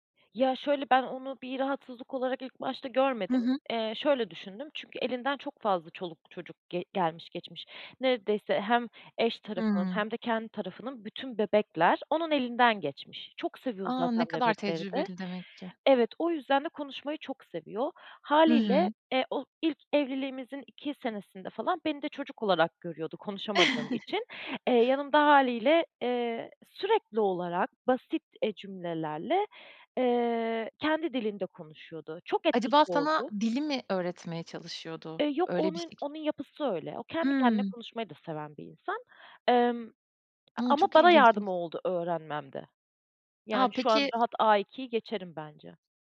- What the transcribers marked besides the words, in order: chuckle; tapping
- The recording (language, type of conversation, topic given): Turkish, podcast, Kayınvalidenizle ilişkinizi nasıl yönetirsiniz?